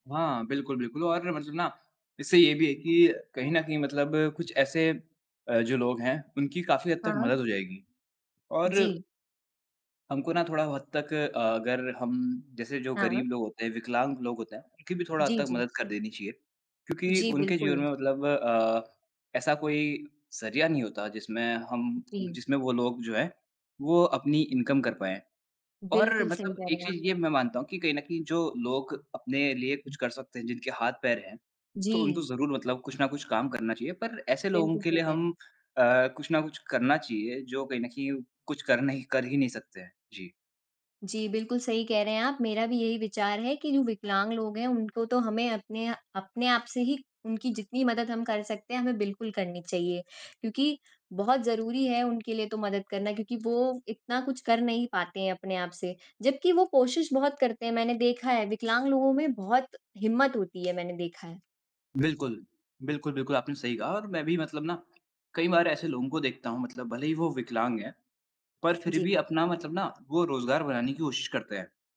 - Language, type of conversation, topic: Hindi, unstructured, क्या आपको लगता है कि दूसरों की मदद करना ज़रूरी है?
- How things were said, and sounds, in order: other background noise; in English: "इनकम"